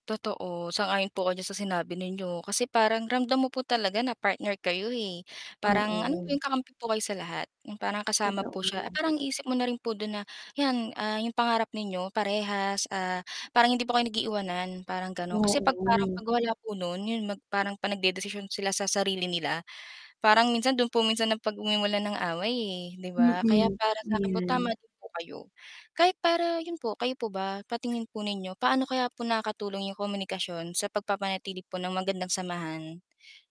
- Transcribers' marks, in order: static
- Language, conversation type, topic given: Filipino, unstructured, Ano ang pinakamabisang paraan upang mapanatili ang magandang relasyon?